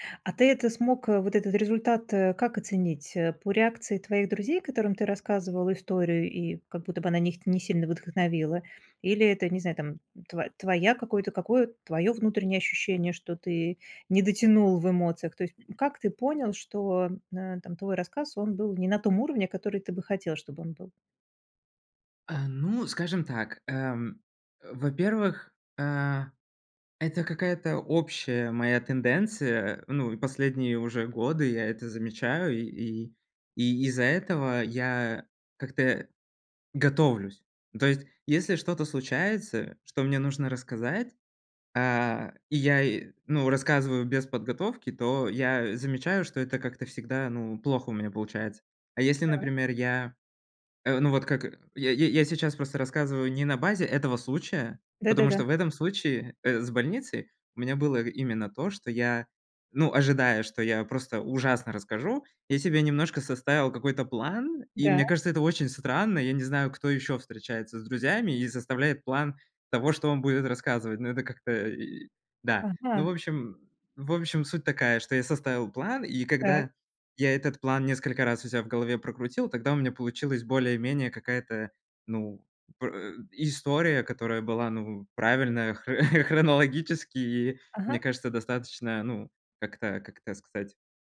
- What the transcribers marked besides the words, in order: tapping; chuckle; laughing while speaking: "хронологически"
- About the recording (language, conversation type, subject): Russian, advice, Как мне ясно и кратко объяснять сложные идеи в группе?